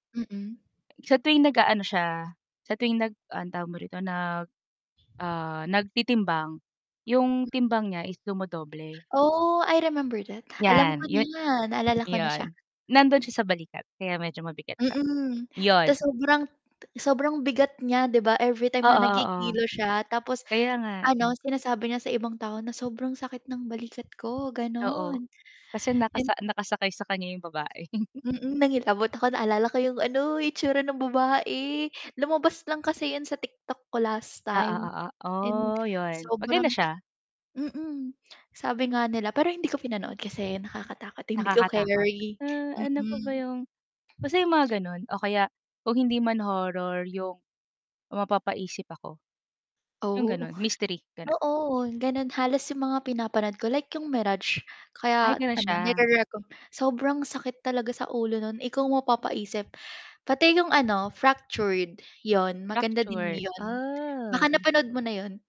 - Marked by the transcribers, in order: static; wind; chuckle; chuckle; drawn out: "ah"
- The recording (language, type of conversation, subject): Filipino, unstructured, Ano ang hilig mong gawin kapag may libreng oras ka?